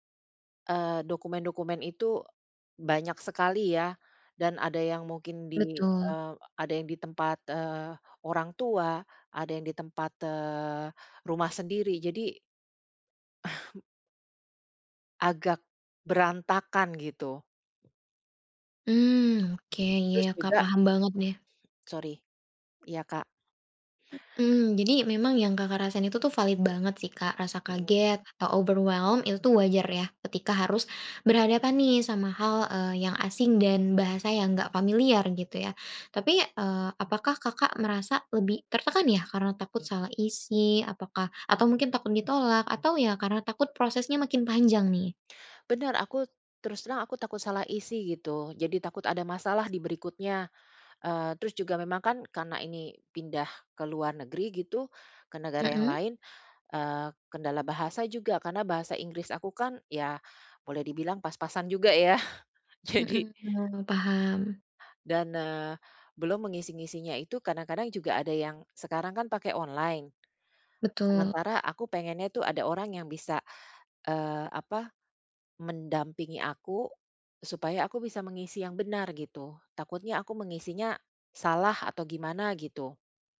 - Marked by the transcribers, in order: other background noise; in English: "overwhelmed"; laughing while speaking: "jadi"; tapping
- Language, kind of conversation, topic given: Indonesian, advice, Apa saja masalah administrasi dan dokumen kepindahan yang membuat Anda bingung?